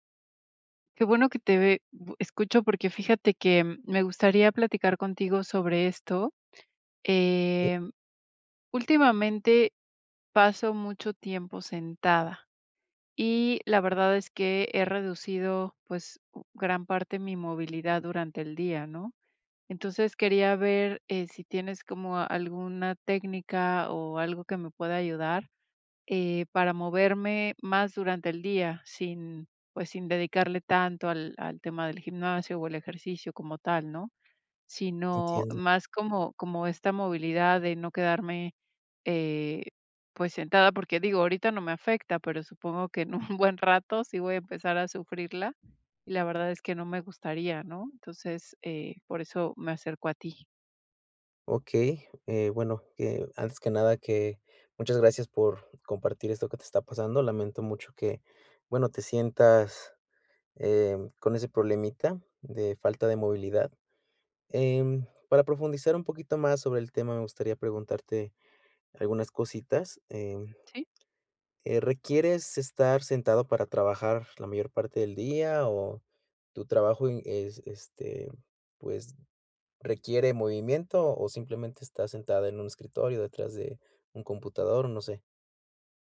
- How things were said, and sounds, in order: other background noise; other noise; laughing while speaking: "en un buen"
- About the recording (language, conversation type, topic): Spanish, advice, Rutinas de movilidad diaria
- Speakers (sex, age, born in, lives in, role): female, 40-44, Mexico, Mexico, user; male, 35-39, Mexico, Mexico, advisor